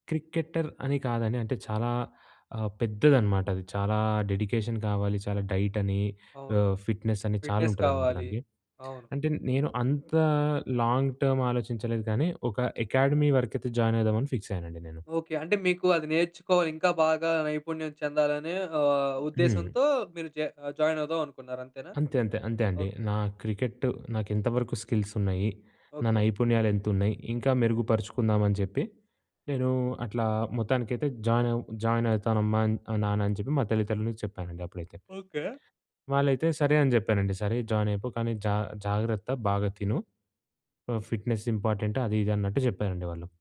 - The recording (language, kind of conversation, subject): Telugu, podcast, ఒక చిన్న సహాయం పెద్ద మార్పు తేవగలదా?
- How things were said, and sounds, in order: in English: "క్రికెటర్"; in English: "డెడికేషన్"; in English: "డైట్"; in English: "ఫిట్‍నెస్"; in English: "ఫిట్‍నెస్"; in English: "లాంగ్ టర్మ్"; in English: "అకాడమీ"; in English: "జాయిన్"; in English: "ఫిక్స్"; in English: "జాయిన్"; in English: "క్రికెట్"; in English: "స్కిల్స్"; in English: "జాయిన్"; in English: "జాయిన్"; yawn; tapping; in English: "జాయిన్"; in English: "ఫిట్‍నెస్ ఇంపార్టెంట్"